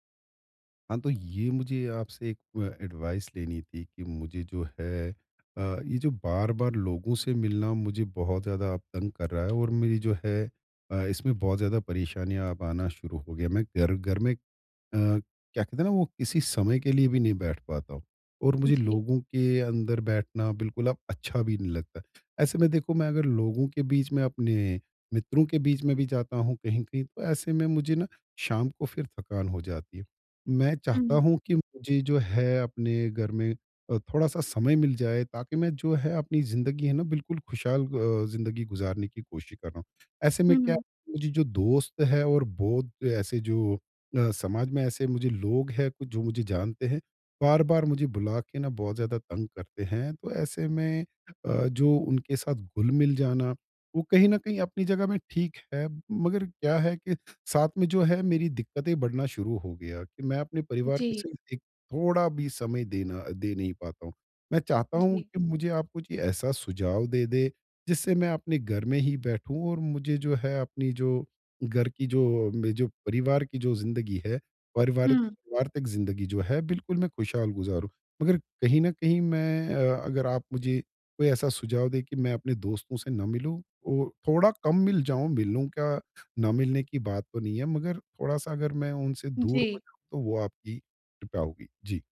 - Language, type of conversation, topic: Hindi, advice, मुझे दोस्तों से बार-बार मिलने पर सामाजिक थकान क्यों होती है?
- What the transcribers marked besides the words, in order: in English: "एडवाइस"; other background noise